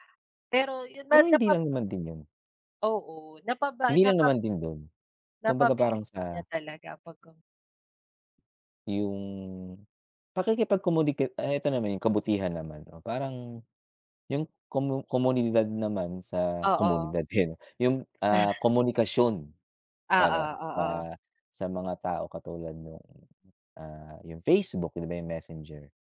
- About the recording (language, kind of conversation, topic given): Filipino, unstructured, Ano ang tingin mo sa epekto ng teknolohiya sa lipunan?
- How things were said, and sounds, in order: other background noise; tapping